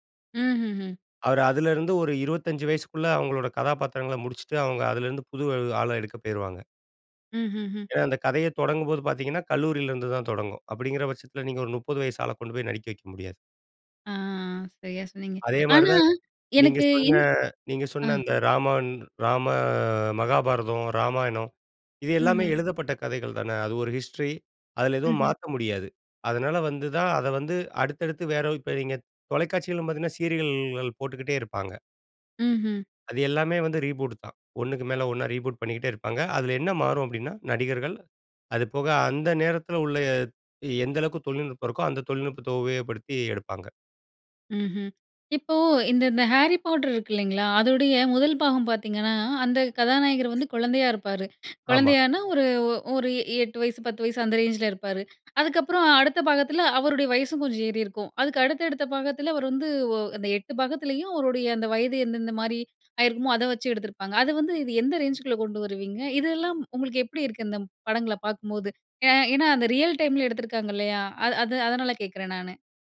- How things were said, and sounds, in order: other background noise; drawn out: "ராம"; in English: "ரீபூட்டு"
- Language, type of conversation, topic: Tamil, podcast, புதிய மறுஉருவாக்கம் அல்லது மறுதொடக்கம் பார்ப்போதெல்லாம் உங்களுக்கு என்ன உணர்வு ஏற்படுகிறது?